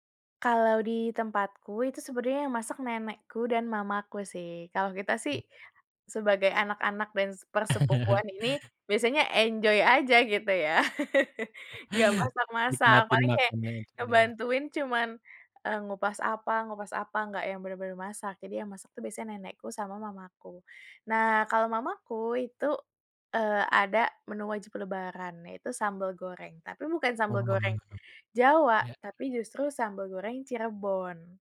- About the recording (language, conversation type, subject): Indonesian, podcast, Bagaimana suasana rumah di keluargamu saat hari raya?
- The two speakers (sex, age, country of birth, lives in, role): female, 20-24, Indonesia, Indonesia, guest; male, 30-34, Indonesia, Indonesia, host
- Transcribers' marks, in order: chuckle; in English: "enjoy"; laugh; other background noise